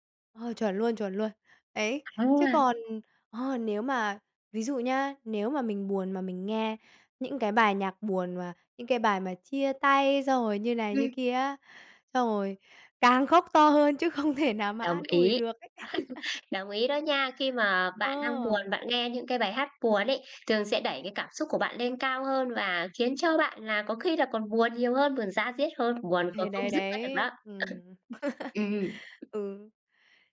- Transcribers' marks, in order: stressed: "càng khóc to hơn"; chuckle; laughing while speaking: "không thể nào"; laugh; chuckle; laugh; tapping
- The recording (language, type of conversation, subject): Vietnamese, podcast, Khi buồn, bạn thường nghe gì để tự an ủi?
- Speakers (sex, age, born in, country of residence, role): female, 35-39, Vietnam, Vietnam, host; male, 20-24, Vietnam, Vietnam, guest